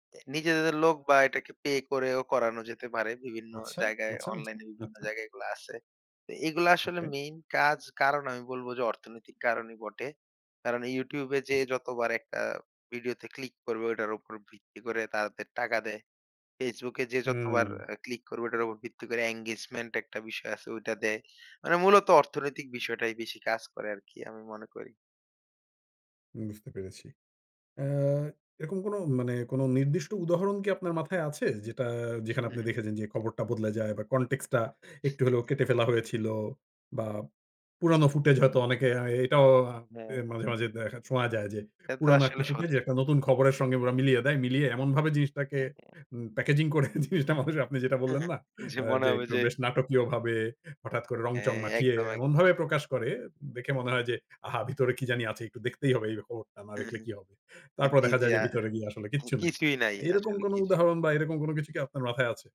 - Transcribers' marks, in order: other background noise; in English: "engagement"; in English: "context"; chuckle; laughing while speaking: "জিনিসটা আপনি যেটা বললেন, না?"; chuckle; chuckle
- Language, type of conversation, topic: Bengali, podcast, সংবাদমাধ্যম কি সত্য বলছে, নাকি নাটক সাজাচ্ছে?